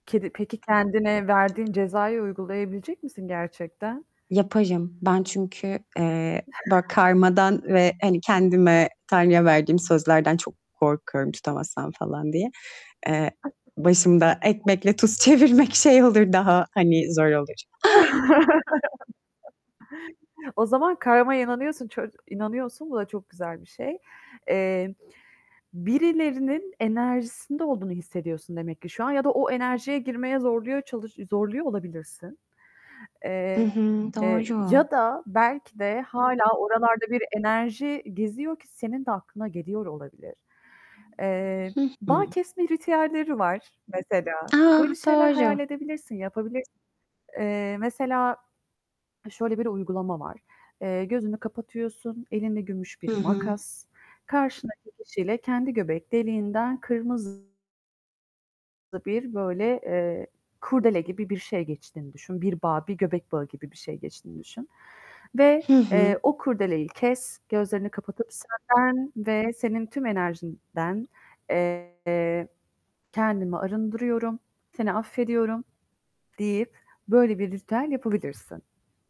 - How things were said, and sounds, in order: static; other background noise; tapping; unintelligible speech; laughing while speaking: "çevirmek"; laugh; chuckle; distorted speech; other street noise
- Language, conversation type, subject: Turkish, advice, Eski partnerinizi sosyal medyada takip etmeyi neden bırakamıyorsunuz?